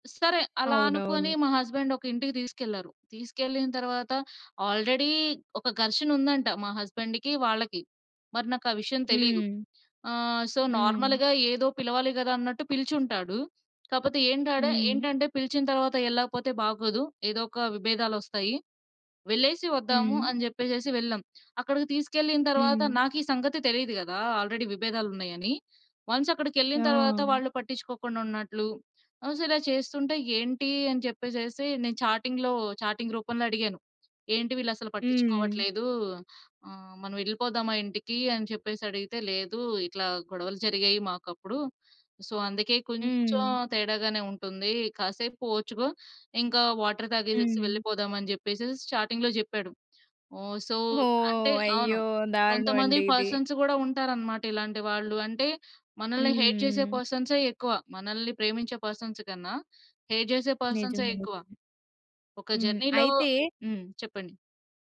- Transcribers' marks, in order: other background noise; in English: "ఆల్రెడీ"; in English: "హస్బండ్‌కి"; in English: "సో, నార్మల్‌గా"; tapping; in English: "ఆల్రెడీ"; in English: "వన్స్"; in English: "చాటింగ్‌లో చాటింగ్"; in English: "సో"; in English: "వాటర్"; in English: "చాటింగ్‌లో"; in English: "సో"; in English: "పర్సన్స్"; in English: "హేట్"; in English: "పర్సన్స్"; in English: "హేట్"; in English: "జర్నీ‌లో"
- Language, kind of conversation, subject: Telugu, podcast, మీ జీవితాన్ని పూర్తిగా మార్చిన ప్రయాణం ఏది?